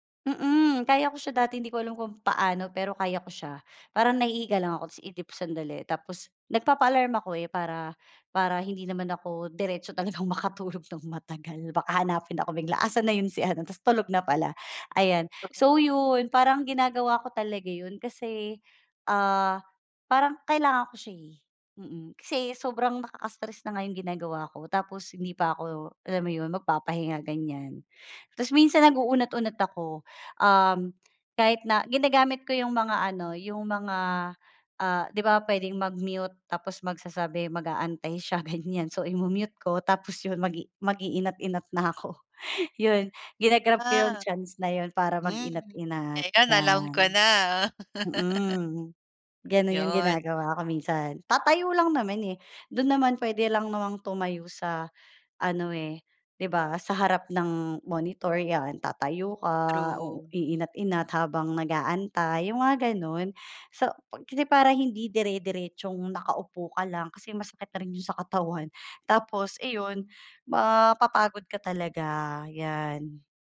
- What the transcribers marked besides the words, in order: laughing while speaking: "talagang makatulog ng matagal"; laughing while speaking: "ganyan"; laughing while speaking: "na ako"; laugh; laughing while speaking: "katawan"
- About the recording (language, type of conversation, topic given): Filipino, podcast, Anong simpleng gawi ang inampon mo para hindi ka maubos sa pagod?